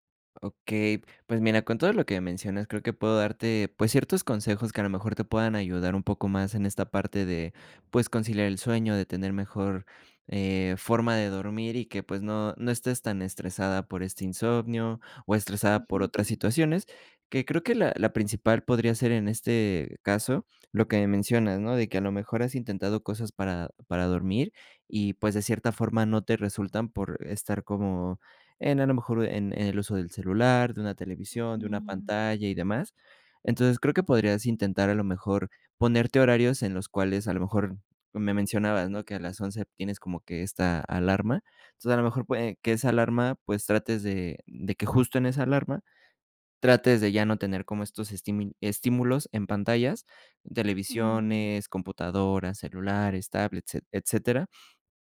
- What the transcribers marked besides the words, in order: none
- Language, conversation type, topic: Spanish, advice, ¿Cómo puedo manejar el insomnio por estrés y los pensamientos que no me dejan dormir?